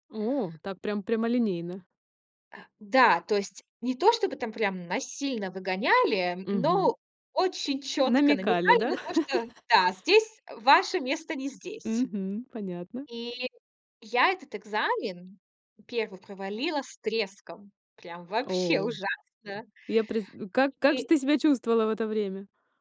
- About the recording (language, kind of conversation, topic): Russian, podcast, Как понять, что ты достиг цели, а не просто занят?
- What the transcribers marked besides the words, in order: tapping; chuckle; other background noise; other noise